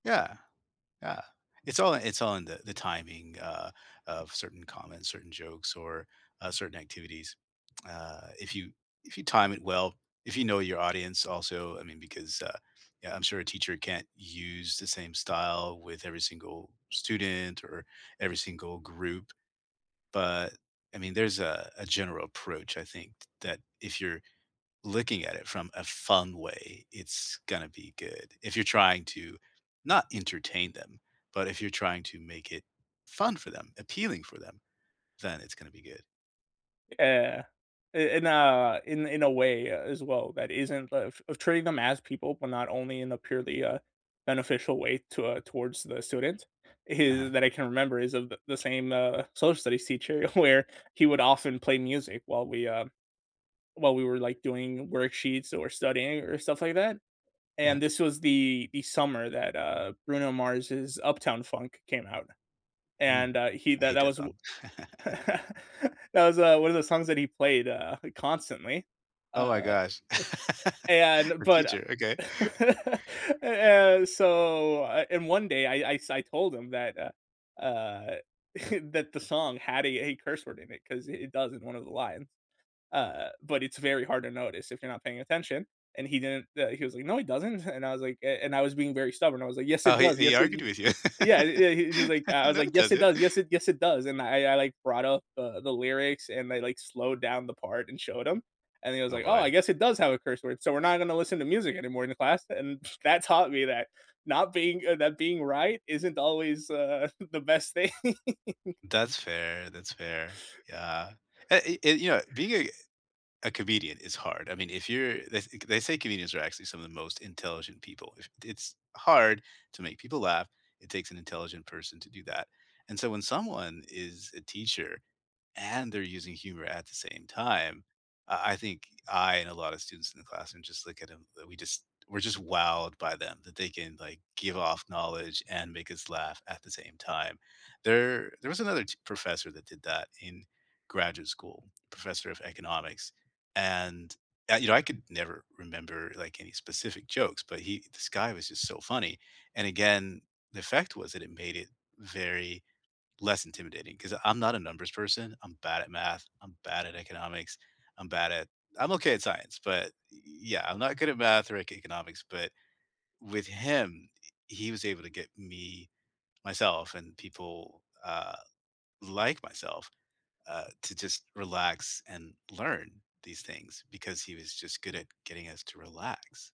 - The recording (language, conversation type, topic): English, unstructured, Did you have a teacher who made learning fun for you?
- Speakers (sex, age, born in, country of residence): male, 25-29, United States, United States; male, 50-54, United States, United States
- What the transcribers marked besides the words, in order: tsk; tapping; laughing while speaking: "where"; chuckle; chuckle; laugh; chuckle; laugh; chuckle; chuckle; laugh; laughing while speaking: "No, it doesn't"; other noise; laughing while speaking: "uh, the best thing"